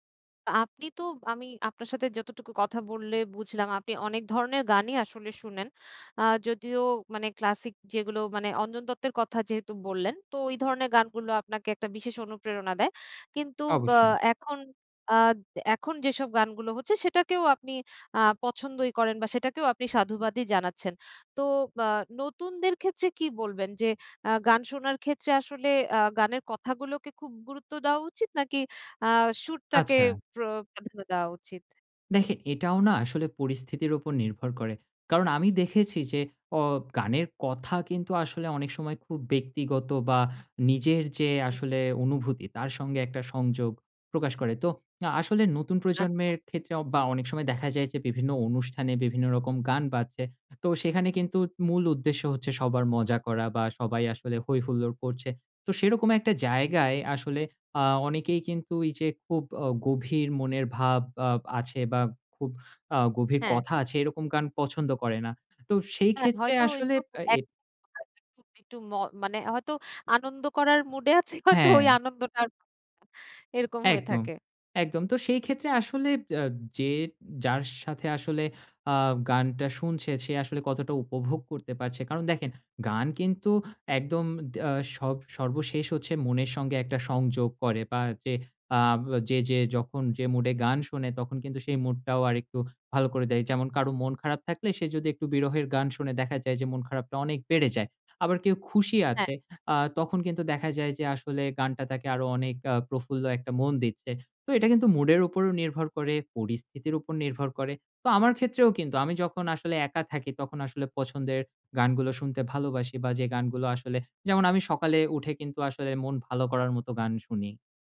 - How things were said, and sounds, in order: unintelligible speech; laughing while speaking: "হয়তো"
- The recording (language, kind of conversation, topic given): Bengali, podcast, কোন শিল্পী বা ব্যান্ড তোমাকে সবচেয়ে অনুপ্রাণিত করেছে?